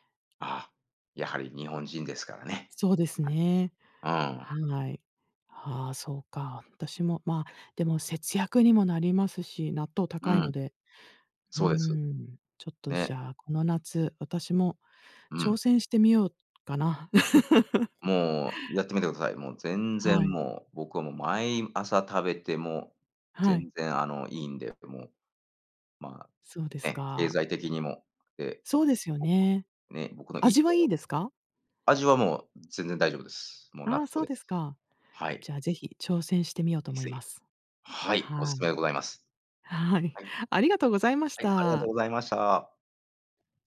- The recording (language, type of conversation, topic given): Japanese, unstructured, あなたの地域の伝統的な料理は何ですか？
- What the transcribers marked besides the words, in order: unintelligible speech; laugh; unintelligible speech